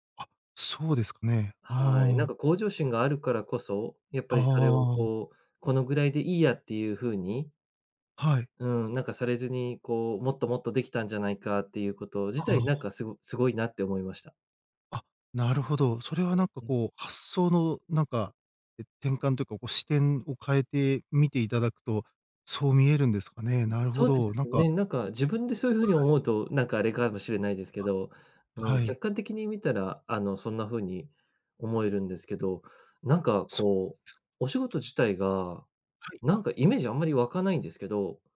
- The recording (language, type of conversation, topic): Japanese, advice, 失敗するといつまでも自分を責めてしまう
- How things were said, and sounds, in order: none